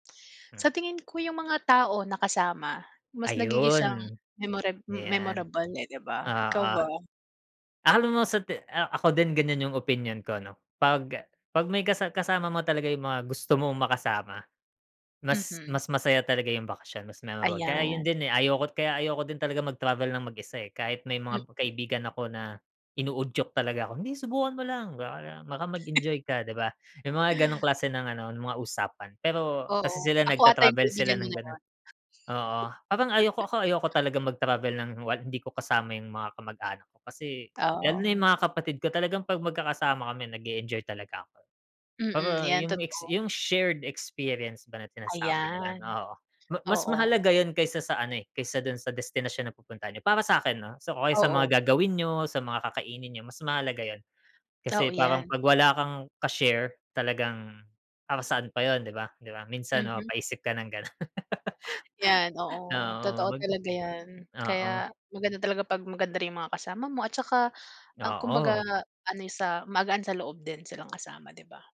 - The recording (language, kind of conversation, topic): Filipino, unstructured, Ano ang pinakatumatak na bakasyon mo noon?
- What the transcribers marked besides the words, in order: tapping; laugh; fan; other background noise